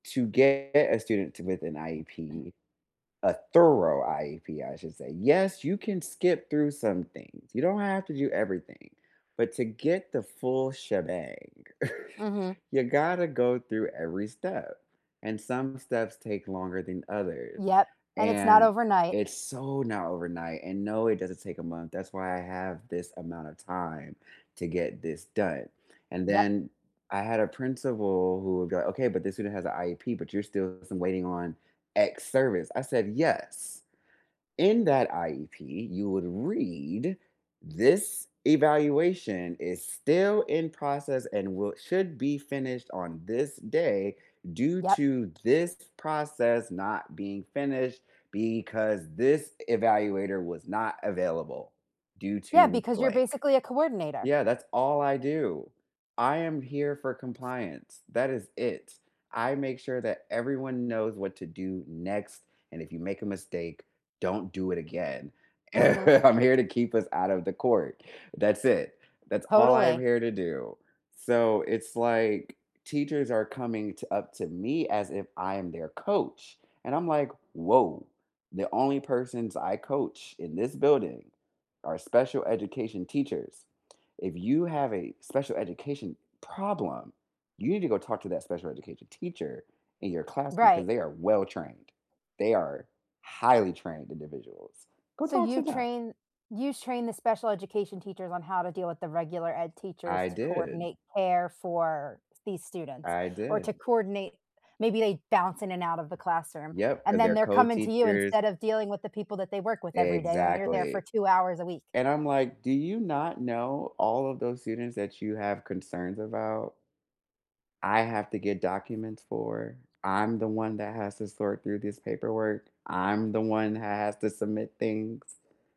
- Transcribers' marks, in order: throat clearing; chuckle; drawn out: "so"; other background noise; chuckle; laughing while speaking: "I'm"; stressed: "problem"; stressed: "highly"
- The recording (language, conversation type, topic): English, unstructured, How do you handle being blamed for something you didn’t do?
- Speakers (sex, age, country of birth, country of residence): female, 30-34, United States, United States; other, 30-34, United States, United States